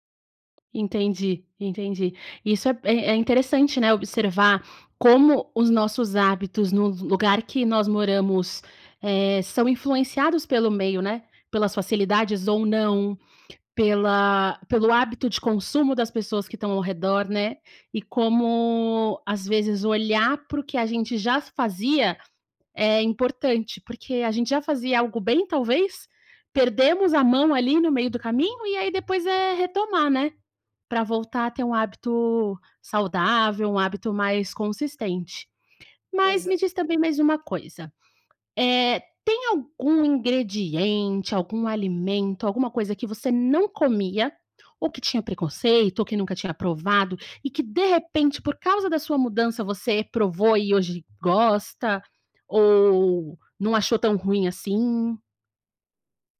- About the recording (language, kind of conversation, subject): Portuguese, podcast, Como a comida do novo lugar ajudou você a se adaptar?
- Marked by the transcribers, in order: none